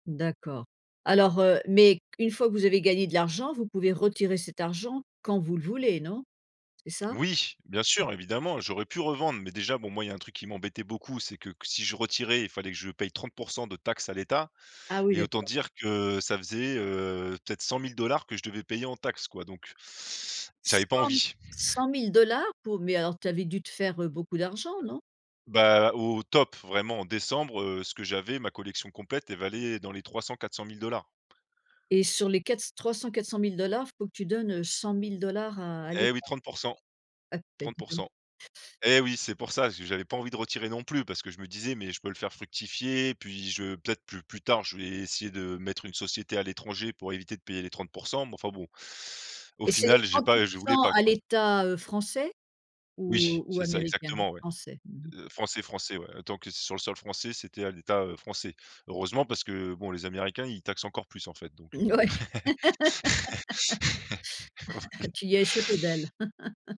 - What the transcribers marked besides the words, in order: teeth sucking; laugh; laugh
- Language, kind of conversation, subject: French, podcast, Peux-tu raconter un échec qui s’est finalement révélé bénéfique ?